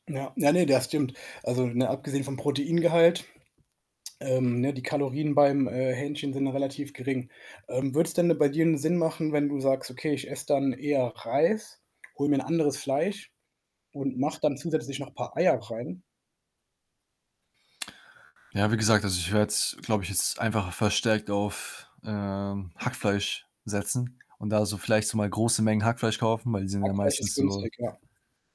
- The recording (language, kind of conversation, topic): German, advice, Wie kann ich mit einem kleinen Budget einkaufen und trotzdem gesund essen?
- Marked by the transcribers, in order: static; tapping; mechanical hum; other background noise